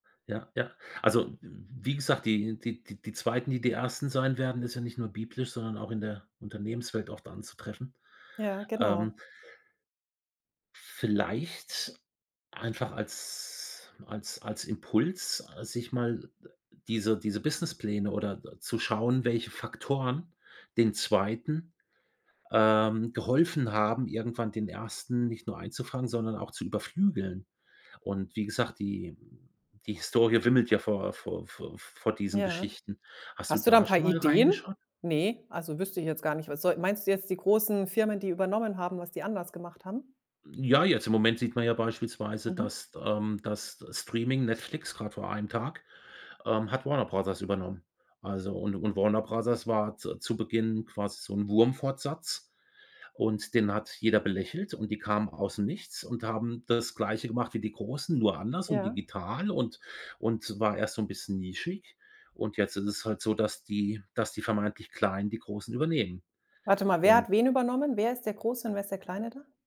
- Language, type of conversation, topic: German, advice, Wie beeinflusst dich der Vergleich mit anderen beim eigenen Schaffen?
- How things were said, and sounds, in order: none